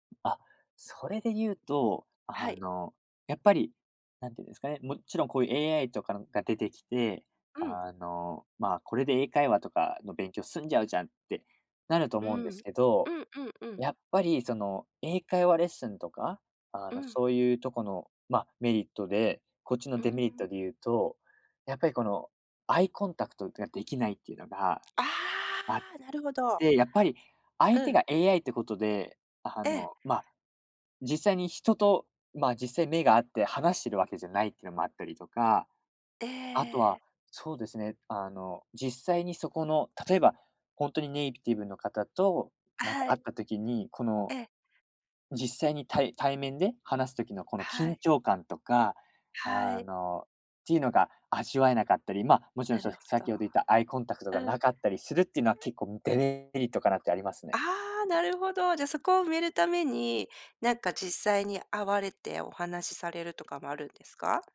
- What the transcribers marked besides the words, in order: tapping; unintelligible speech; other background noise
- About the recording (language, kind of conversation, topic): Japanese, podcast, 時間がないときは、どのように学習すればよいですか？